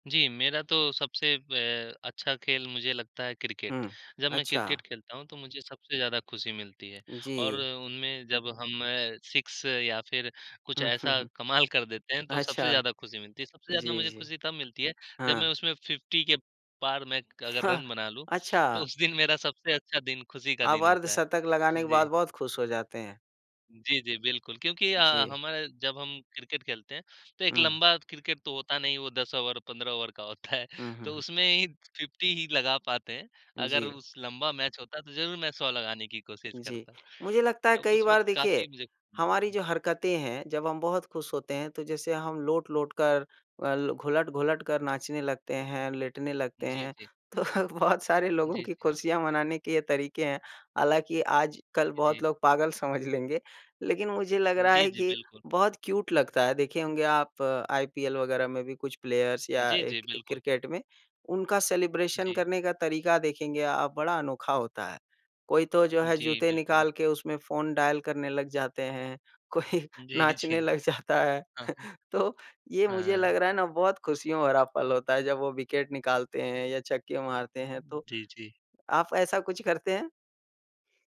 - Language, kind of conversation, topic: Hindi, unstructured, खुश रहने के लिए आप क्या करते हैं?
- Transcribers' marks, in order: in English: "सिक्स"; chuckle; laughing while speaking: "अच्छा"; in English: "फिफ्टी"; laughing while speaking: "हाँ"; laughing while speaking: "होता है"; in English: "फिफ्टी"; laughing while speaking: "तो बहुत सारे लोगों की"; in English: "क्यूट"; in English: "प्लेयर्स"; in English: "सेलिब्रेशन"; laughing while speaking: "कोई"; laughing while speaking: "जी, जी"; laughing while speaking: "जाता है। तो"; chuckle